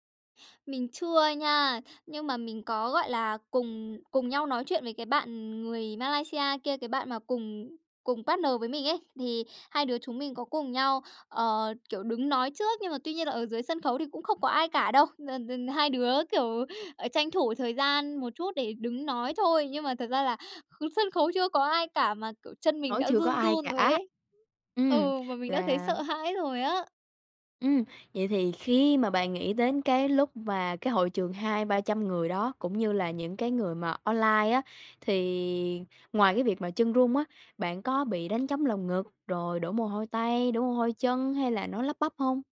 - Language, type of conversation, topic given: Vietnamese, advice, Làm sao tôi có thể hành động dù đang lo lắng và sợ thất bại?
- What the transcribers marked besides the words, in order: in English: "partner"; tapping